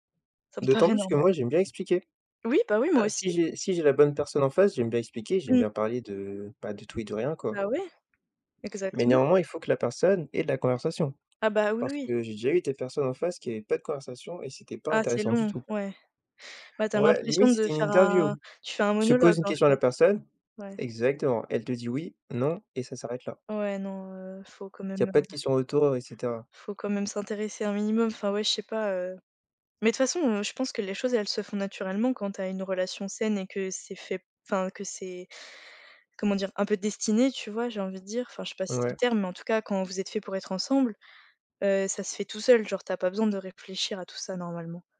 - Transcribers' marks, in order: none
- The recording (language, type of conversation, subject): French, unstructured, Qu’apporte la communication à une relation amoureuse ?